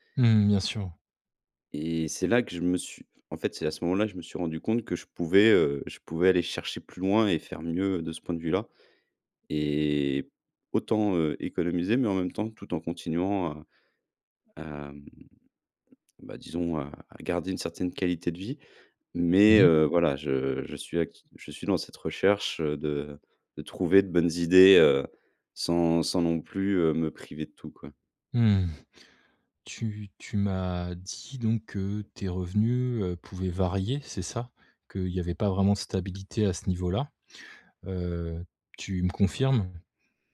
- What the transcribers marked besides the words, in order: tapping; other background noise
- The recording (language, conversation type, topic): French, advice, Comment concilier qualité de vie et dépenses raisonnables au quotidien ?